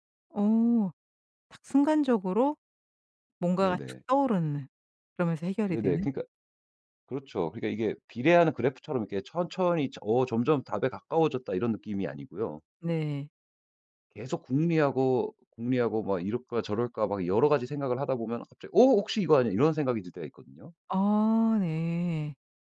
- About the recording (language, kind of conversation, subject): Korean, podcast, 효과적으로 복습하는 방법은 무엇인가요?
- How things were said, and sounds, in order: none